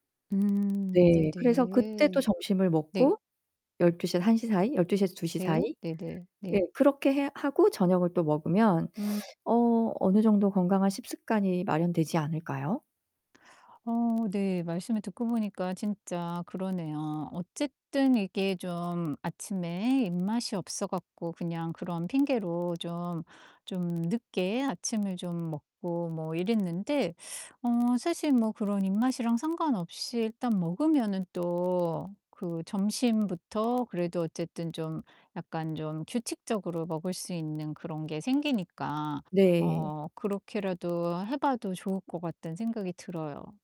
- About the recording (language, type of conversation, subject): Korean, advice, 건강한 식습관을 유지하기가 왜 어려우신가요?
- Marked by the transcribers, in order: distorted speech; teeth sucking